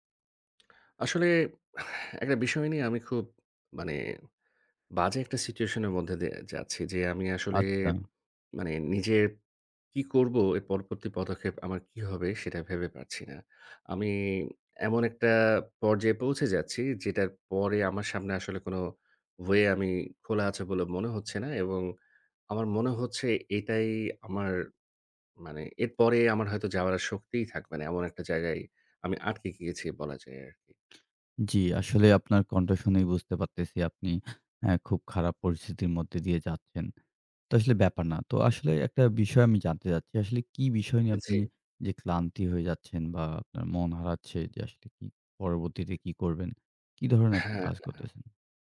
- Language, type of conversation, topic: Bengali, advice, নিয়মিত ক্লান্তি ও বার্নআউট কেন অনুভব করছি এবং কীভাবে সামলাতে পারি?
- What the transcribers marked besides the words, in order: sigh; in English: "situation"; in English: "way"